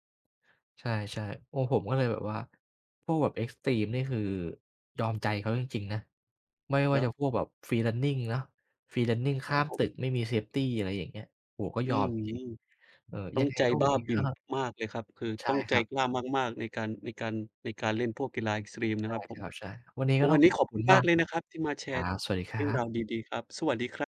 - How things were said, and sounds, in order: other background noise; in English: "เอ็กซ์ตรีม"; tapping; in English: "เอ็กซ์ตรีม"
- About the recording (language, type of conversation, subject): Thai, unstructured, งานอดิเรกอะไรช่วยให้คุณรู้สึกผ่อนคลาย?